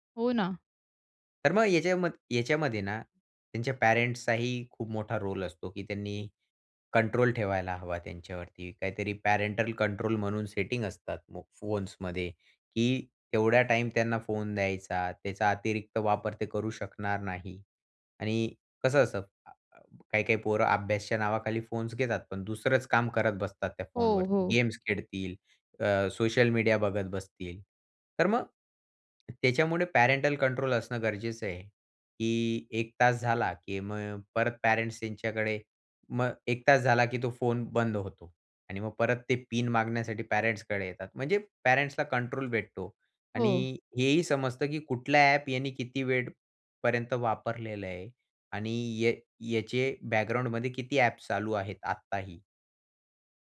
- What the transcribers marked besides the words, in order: in English: "पॅरेंटल कंट्रोल"; in English: "पॅरेंटल कंट्रोल"; in English: "पॅरेंट्सला कंट्रोल"
- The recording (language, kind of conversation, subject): Marathi, podcast, ऑनलाइन शिक्षणामुळे पारंपरिक शाळांना स्पर्धा कशी द्यावी लागेल?